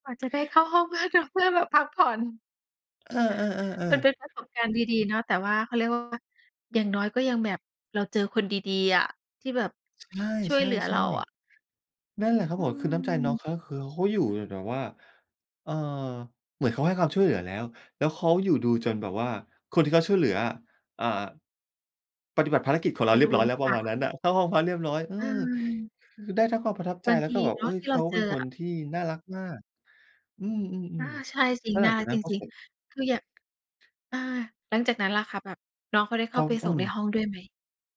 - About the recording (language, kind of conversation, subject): Thai, podcast, ช่วยเล่าเหตุการณ์หลงทางตอนเดินเที่ยวในเมืองเล็กๆ ให้ฟังหน่อยได้ไหม?
- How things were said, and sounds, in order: tapping